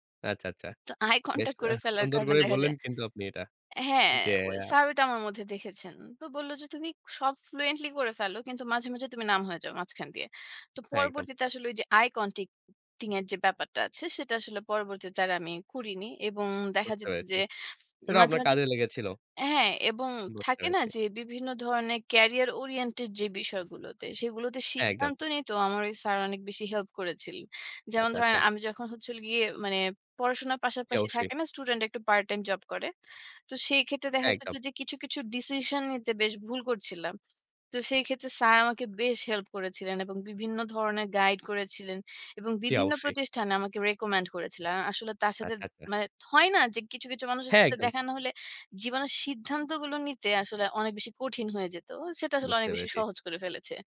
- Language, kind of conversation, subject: Bengali, podcast, তোমার কি কখনও পথে হঠাৎ কারও সঙ্গে দেখা হয়ে তোমার জীবন বদলে গেছে?
- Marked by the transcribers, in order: in English: "আই কনট্যাক্ট"; in English: "ফ্লুয়েন্টলি"; in English: "আই কনটাক্টিং"; in English: "কেরিয়ার ওরিয়েন্টেড"